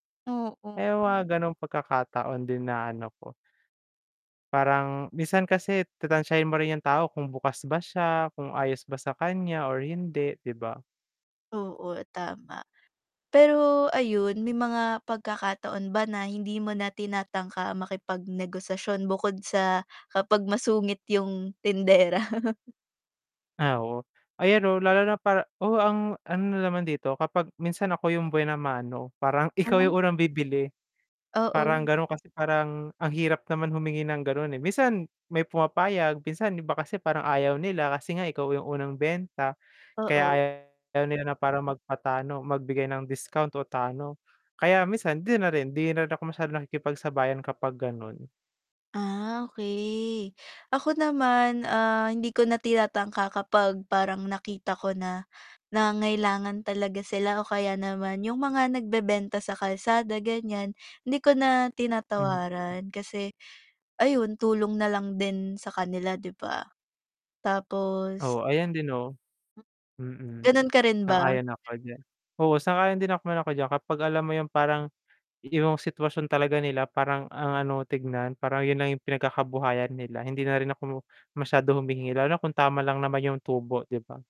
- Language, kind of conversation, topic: Filipino, unstructured, Paano ka karaniwang nakikipagtawaran sa presyo?
- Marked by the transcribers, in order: other background noise; chuckle; laughing while speaking: "ikaw yung"; distorted speech; tapping; "magpatalo" said as "magpatano"; "talo" said as "tano"; mechanical hum